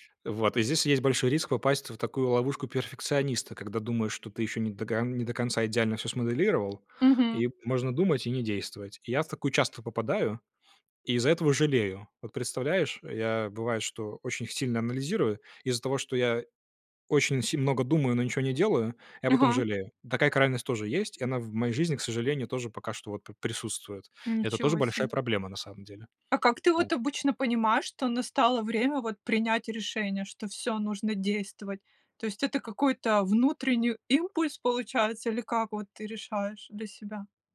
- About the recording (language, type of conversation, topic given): Russian, podcast, Как принимать решения, чтобы потом не жалеть?
- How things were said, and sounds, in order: none